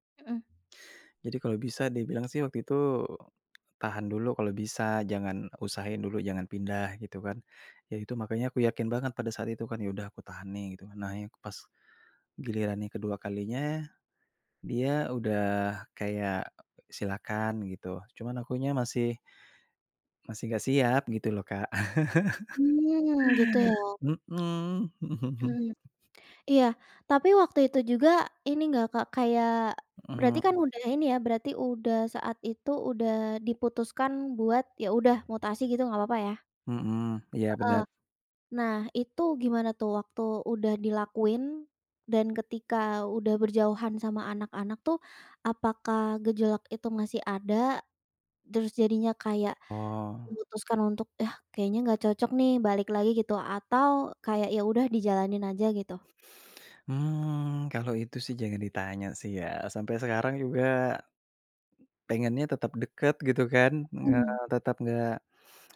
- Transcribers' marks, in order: tapping; laugh; laugh
- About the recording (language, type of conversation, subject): Indonesian, podcast, Gimana cara kamu menimbang antara hati dan logika?